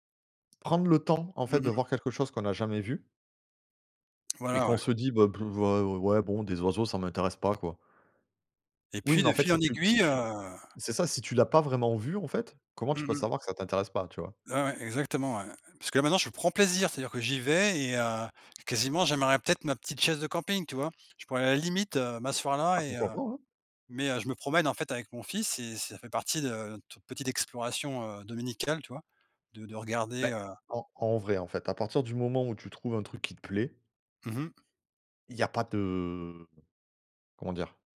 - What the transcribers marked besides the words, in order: other noise; drawn out: "de"
- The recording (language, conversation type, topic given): French, unstructured, Quelle destination t’a le plus émerveillé ?